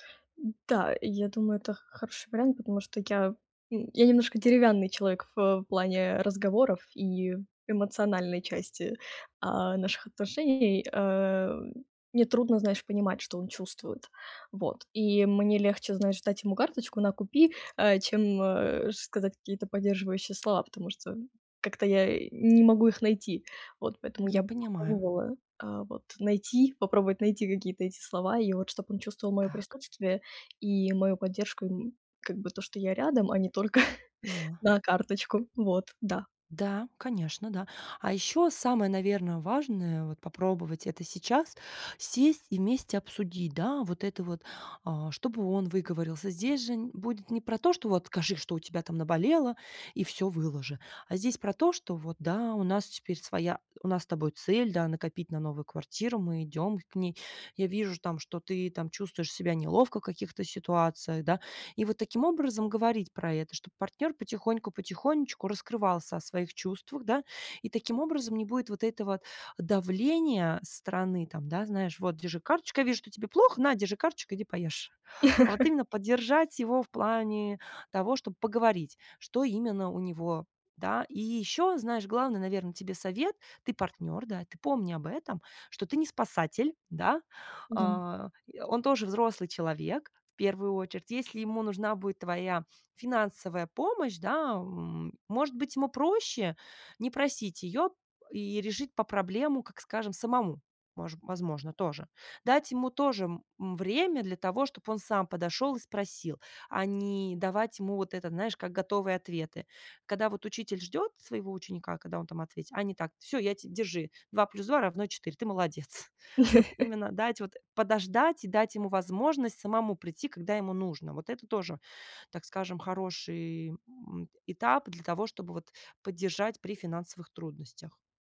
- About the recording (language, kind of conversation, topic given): Russian, advice, Как я могу поддержать партнёра в период финансовых трудностей и неопределённости?
- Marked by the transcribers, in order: tapping; other background noise; laughing while speaking: "только"; chuckle; laughing while speaking: "молодец"; chuckle